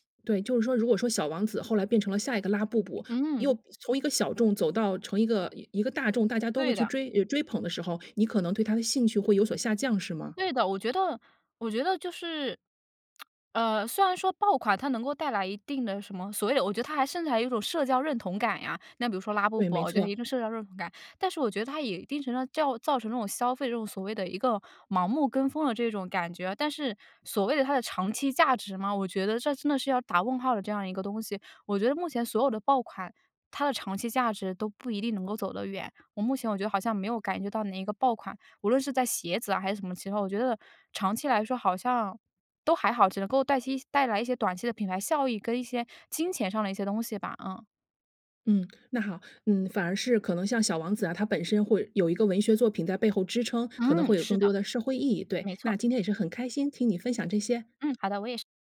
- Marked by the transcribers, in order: lip smack
- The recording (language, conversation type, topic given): Chinese, podcast, 你怎么看待“爆款”文化的兴起？